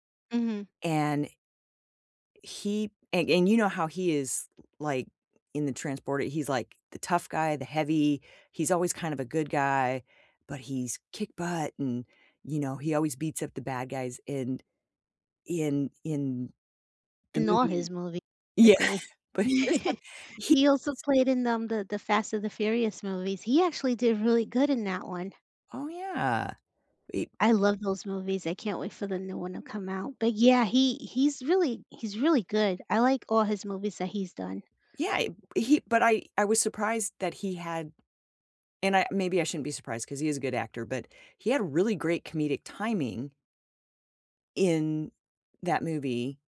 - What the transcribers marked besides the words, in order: tapping; "technically" said as "techly"; laughing while speaking: "Yeah"; giggle
- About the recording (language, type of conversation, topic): English, unstructured, What kind of movies do you usually enjoy watching?
- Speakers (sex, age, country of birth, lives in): female, 50-54, United States, United States; female, 55-59, United States, United States